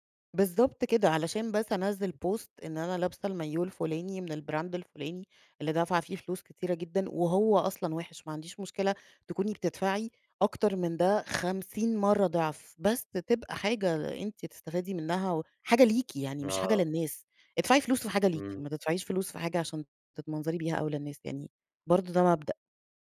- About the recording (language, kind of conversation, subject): Arabic, podcast, لو لازم تختار، تفضّل تعيش حياة بسيطة ولا حياة مترفة؟
- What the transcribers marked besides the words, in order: in English: "post"